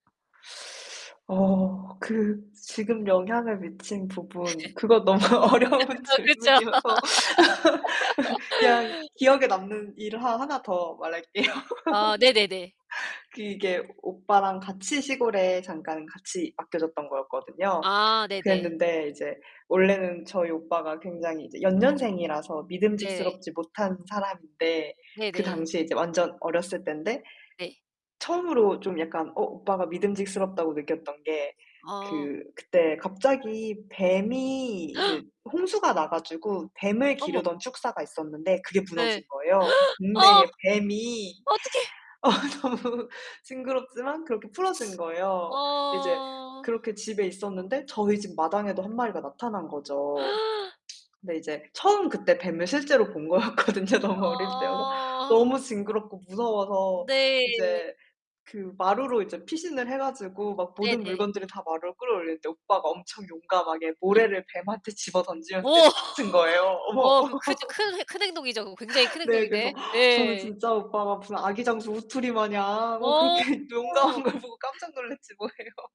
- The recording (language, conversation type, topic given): Korean, unstructured, 어린 시절의 특별한 날이 지금도 기억에 남아 있으신가요?
- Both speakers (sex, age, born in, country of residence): female, 30-34, South Korea, Germany; female, 40-44, South Korea, United States
- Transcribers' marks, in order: other background noise; laughing while speaking: "그건 너무 어려운 질문이어서"; laughing while speaking: "네"; laugh; laughing while speaking: "그쵸"; laugh; laughing while speaking: "말할게요"; laugh; background speech; gasp; laughing while speaking: "어 너무"; gasp; gasp; laughing while speaking: "본 거였거든요 너무 어릴 때여서"; drawn out: "어"; tapping; distorted speech; gasp; laugh; laughing while speaking: "용감한 걸 보고 깜짝 놀랐지 뭐예요"